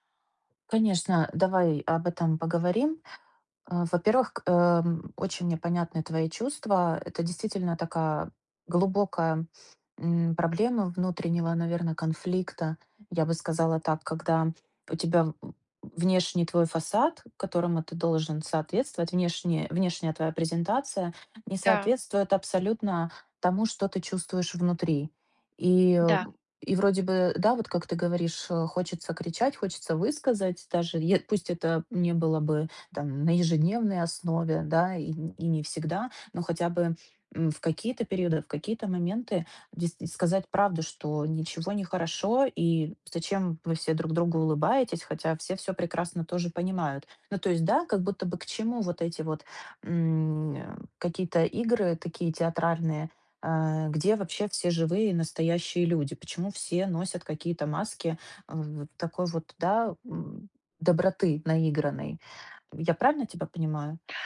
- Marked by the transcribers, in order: none
- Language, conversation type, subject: Russian, advice, Где проходит граница между внешним фасадом и моими настоящими чувствами?